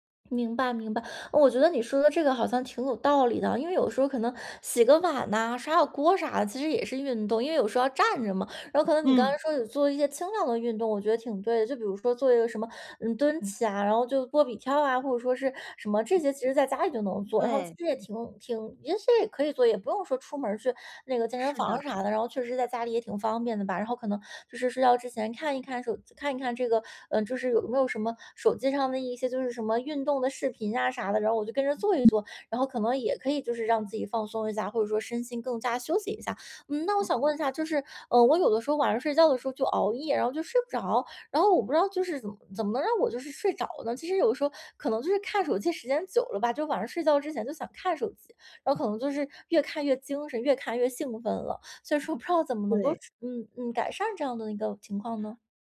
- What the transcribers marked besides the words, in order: other background noise; laughing while speaking: "不知道怎么能够"
- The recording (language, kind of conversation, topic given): Chinese, advice, 睡前如何减少使用手机和其他屏幕的时间？